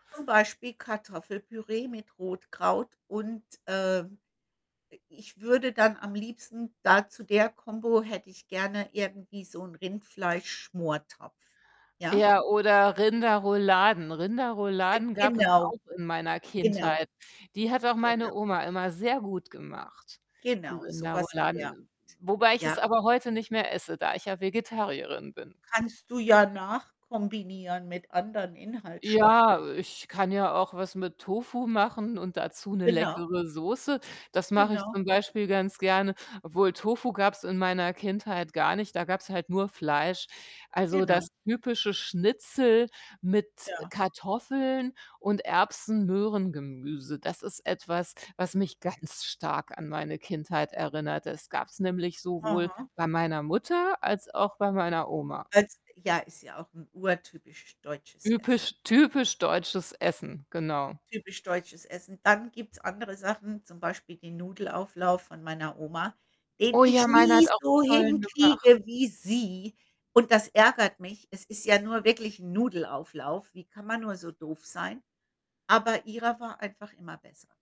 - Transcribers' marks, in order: other background noise; distorted speech; static; tapping
- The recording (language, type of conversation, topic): German, unstructured, Welches Essen erinnert dich an deine Kindheit?